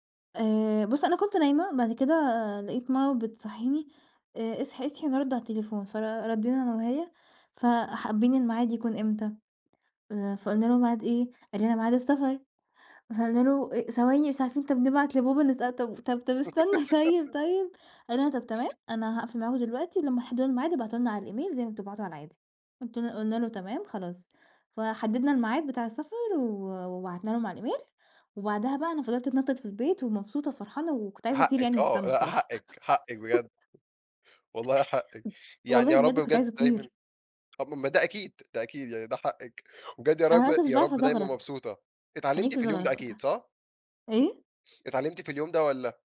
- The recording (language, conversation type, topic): Arabic, podcast, إيه أسعد يوم في حياتك وليه؟
- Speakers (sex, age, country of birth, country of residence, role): female, 20-24, Egypt, Portugal, guest; male, 20-24, Egypt, Egypt, host
- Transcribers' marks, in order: laugh; in English: "الإيميل"; in English: "الإيميل"; laugh